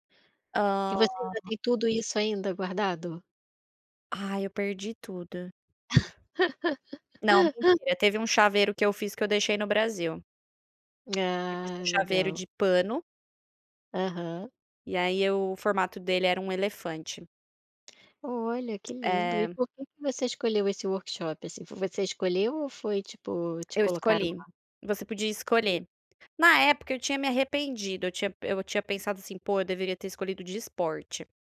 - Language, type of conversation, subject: Portuguese, podcast, Qual foi uma experiência de adaptação cultural que marcou você?
- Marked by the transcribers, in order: laugh; tapping